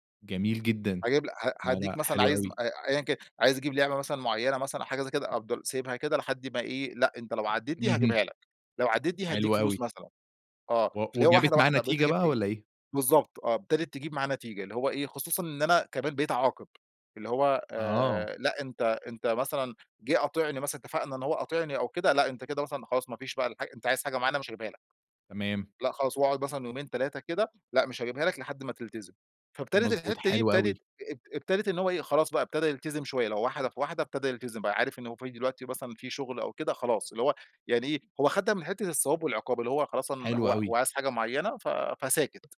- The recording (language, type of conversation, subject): Arabic, podcast, كيف بتتعامل مع مقاطعات الأولاد وإنت شغال؟
- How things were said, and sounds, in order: tapping